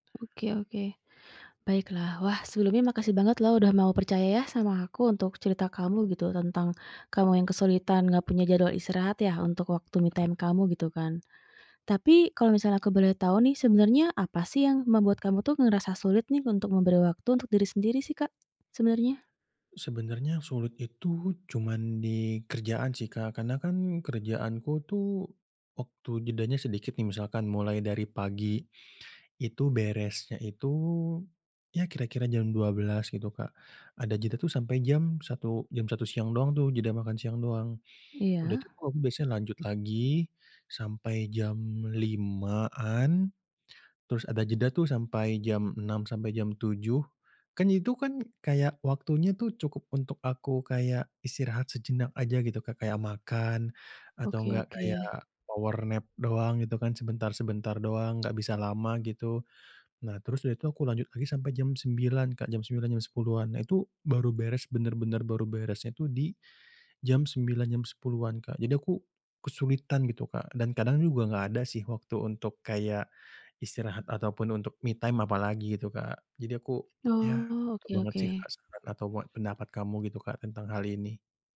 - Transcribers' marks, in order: in English: "me time"; other background noise; in English: "power nap"; in English: "me time"
- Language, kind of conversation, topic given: Indonesian, advice, Bagaimana saya bisa mengatur waktu istirahat atau me-time saat jadwal saya sangat padat?